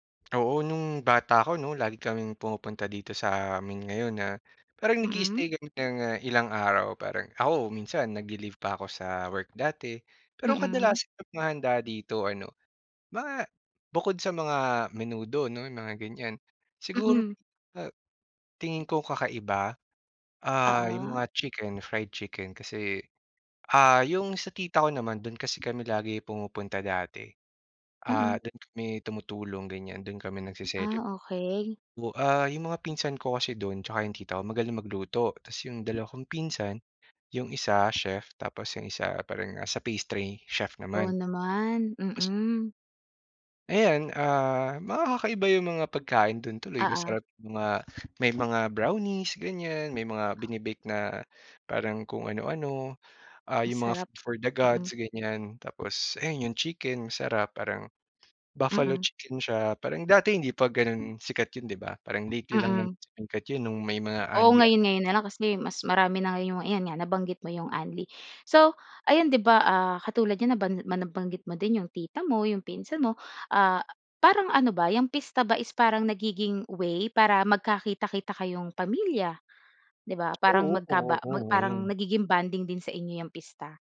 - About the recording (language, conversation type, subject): Filipino, podcast, May alaala ka ba ng isang pista o selebrasyon na talagang tumatak sa’yo?
- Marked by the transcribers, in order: other background noise; unintelligible speech; tapping; in English: "chef"; in English: "pastry chef"; background speech